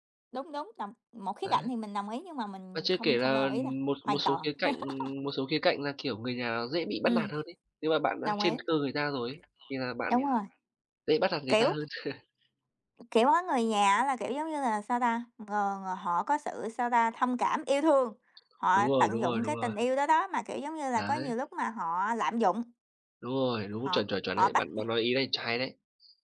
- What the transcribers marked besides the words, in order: tapping; laugh; other background noise; background speech; laugh; unintelligible speech
- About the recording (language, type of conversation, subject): Vietnamese, unstructured, Bạn có bao giờ cảm thấy ghét ai đó sau một cuộc cãi vã không?